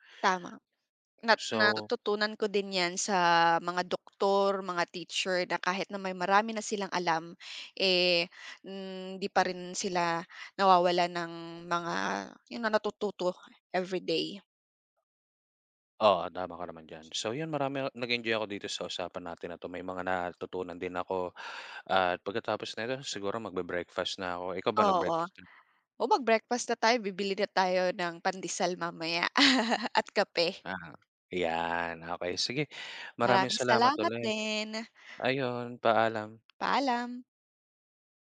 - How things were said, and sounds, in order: chuckle
- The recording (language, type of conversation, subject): Filipino, unstructured, Paano mo nakikita ang sarili mo sa loob ng sampung taon?